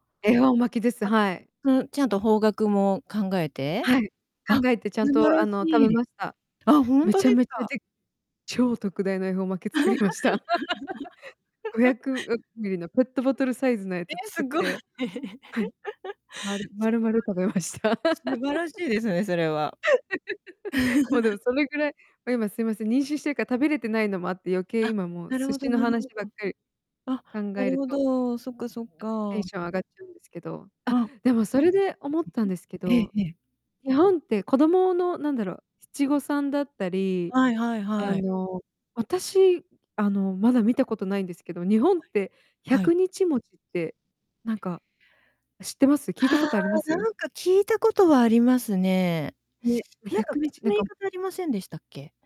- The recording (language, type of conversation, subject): Japanese, unstructured, 日本の伝統行事の中で、いちばん好きなものは何ですか？
- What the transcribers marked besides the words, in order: distorted speech; laugh; laughing while speaking: "作りました"; laugh; laugh; laughing while speaking: "食べました"; laugh; laugh